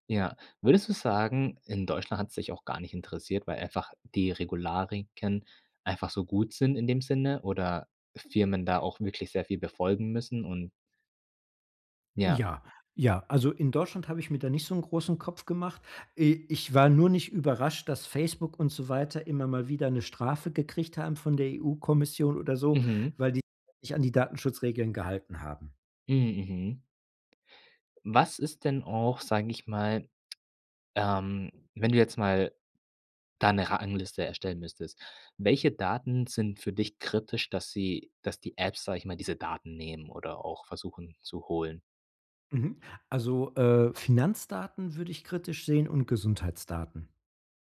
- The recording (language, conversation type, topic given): German, podcast, Wie gehst du mit deiner Privatsphäre bei Apps und Diensten um?
- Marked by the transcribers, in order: "Regularien" said as "Regulariken"; tapping